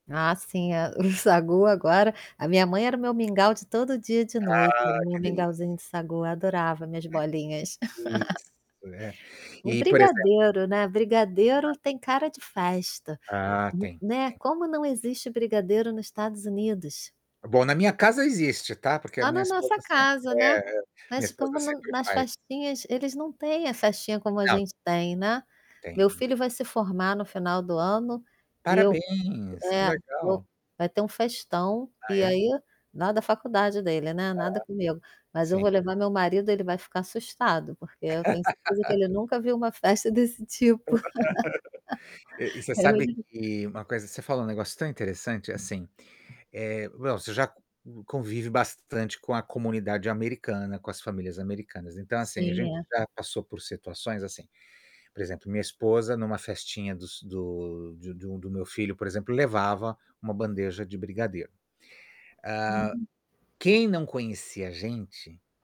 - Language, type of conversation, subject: Portuguese, unstructured, Como a comida pode contar histórias de famílias e tradições?
- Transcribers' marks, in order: static; distorted speech; laugh; tapping; unintelligible speech; laugh; laugh; laugh; unintelligible speech